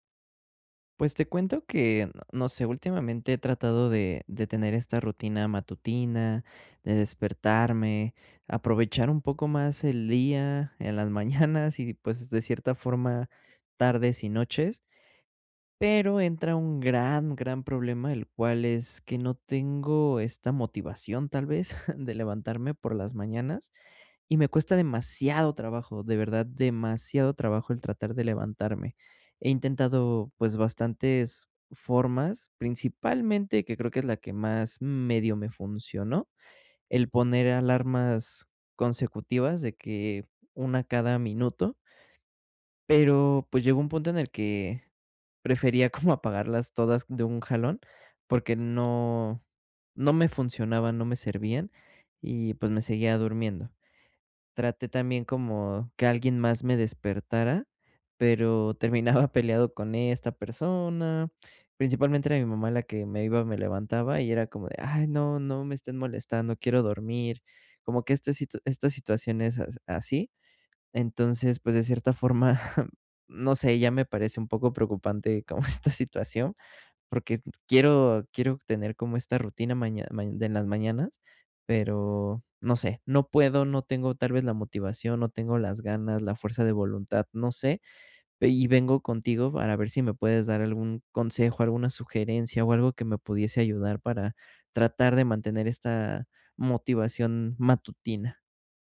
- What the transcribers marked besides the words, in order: laughing while speaking: "mañanas"; chuckle; laughing while speaking: "terminaba"; chuckle; laughing while speaking: "como esta"
- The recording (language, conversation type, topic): Spanish, advice, ¿Cómo puedo despertar con más energía por las mañanas?